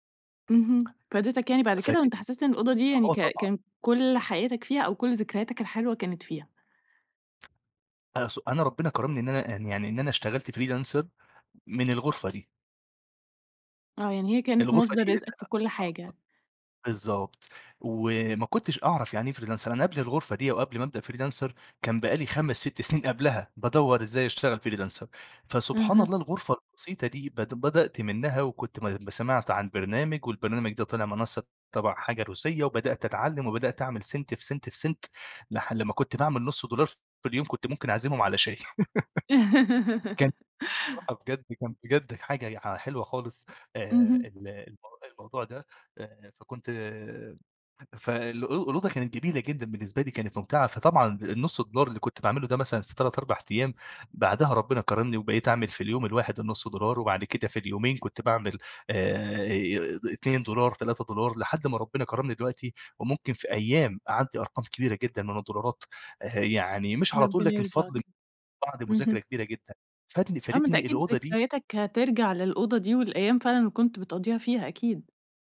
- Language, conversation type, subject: Arabic, podcast, إزاي تغيّر شكل قوضتك بسرعة ومن غير ما تصرف كتير؟
- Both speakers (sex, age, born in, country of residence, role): female, 30-34, United States, Egypt, host; male, 25-29, Egypt, Egypt, guest
- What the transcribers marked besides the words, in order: in English: "Freelancer"; in English: "Freelancer"; in English: "Freelancer"; in English: "Freelancer"; in English: "سنت في سنت في سنت"; laugh